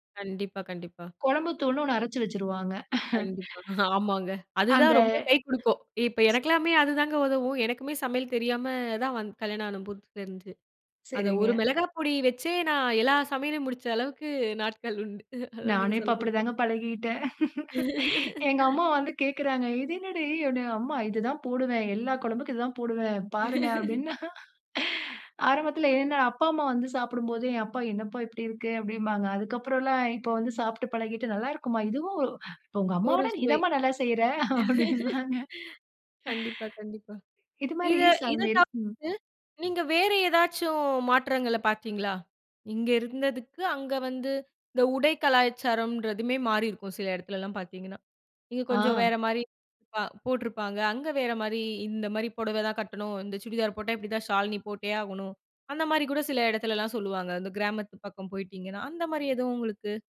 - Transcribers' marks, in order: laughing while speaking: "ஆமாங்க"; chuckle; other background noise; "பொடி" said as "மொளகா"; chuckle; laugh; laugh; laugh; laughing while speaking: "அப்டின்பாங்க"
- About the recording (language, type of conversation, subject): Tamil, podcast, நாட்டுப்புற வாழ்க்கைமுறையும் நகர வாழ்க்கைமுறையும் உங்களுக்கு எந்த விதங்களில் வேறுபடுகின்றன?